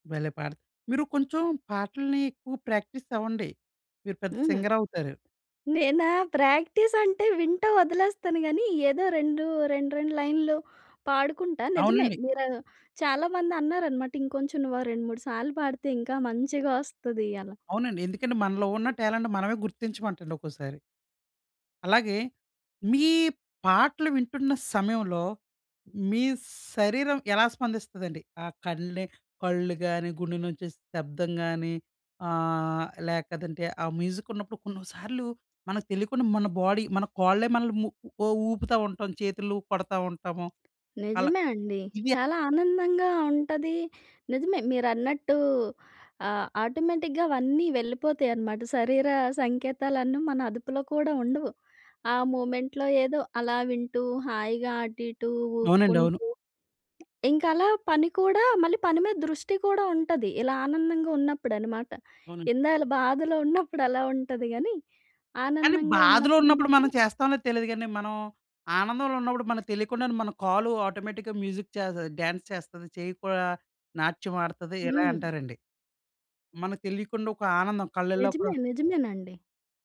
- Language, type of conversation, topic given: Telugu, podcast, ఏ పాట వినగానే నీకు కన్నీళ్లు వస్తాయి?
- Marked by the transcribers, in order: other background noise; in English: "టాలెంట్"; in English: "బాడీ"; in English: "ఆటోమేటిక్‌గా"; in English: "మూమెంట్‌లో"; chuckle; in English: "ఆటోమేటిక్‌గా మ్యూజిక్"; in English: "డాన్స్"